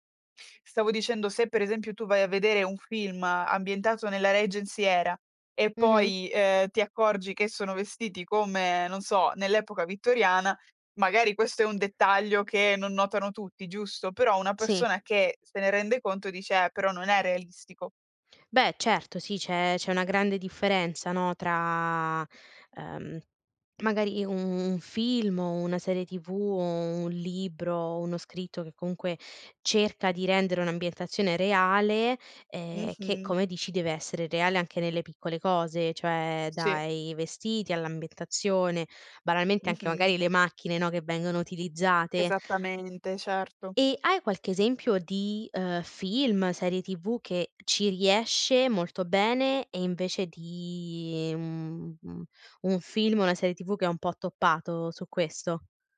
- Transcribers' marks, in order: in English: "Regency Era"; tapping; drawn out: "tra"; other background noise; drawn out: "di, mhmm"
- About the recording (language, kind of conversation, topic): Italian, podcast, Come si costruisce un mondo credibile in un film?